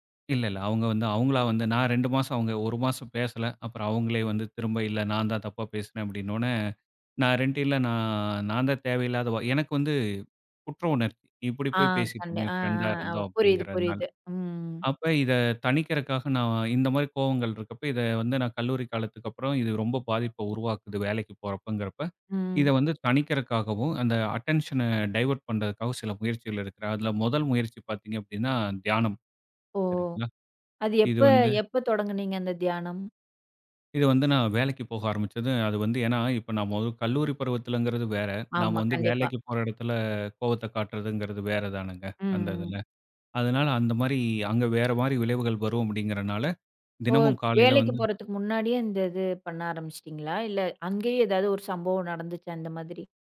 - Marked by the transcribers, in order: in English: "அட்டென்ஷனை டைவர்ட்"; other background noise
- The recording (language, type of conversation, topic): Tamil, podcast, கோபம் வந்தால் நீங்கள் அதை எந்த வழியில் தணிக்கிறீர்கள்?